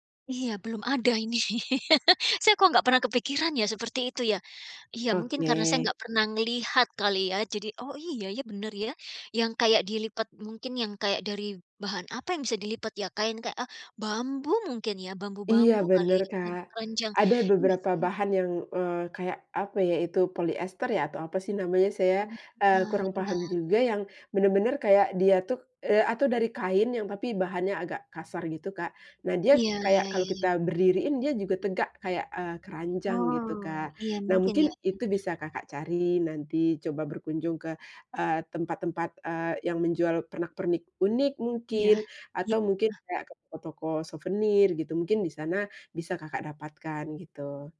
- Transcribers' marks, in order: laugh
- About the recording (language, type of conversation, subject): Indonesian, advice, Bagaimana cara memilah barang saat ingin menerapkan gaya hidup minimalis?